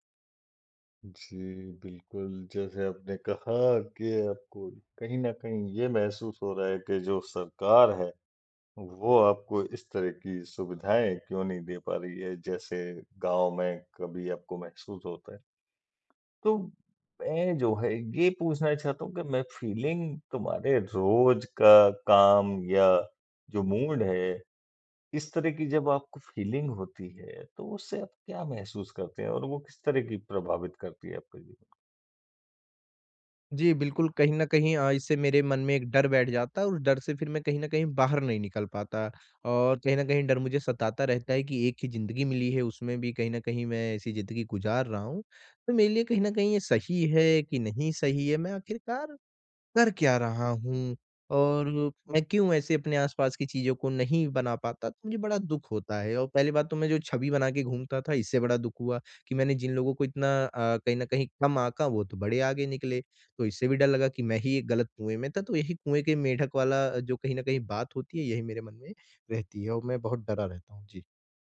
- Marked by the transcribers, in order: in English: "फीलिंग"; in English: "मूड"; in English: "फ़ीलिंग"; tapping
- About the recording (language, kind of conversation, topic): Hindi, advice, FOMO और सामाजिक दबाव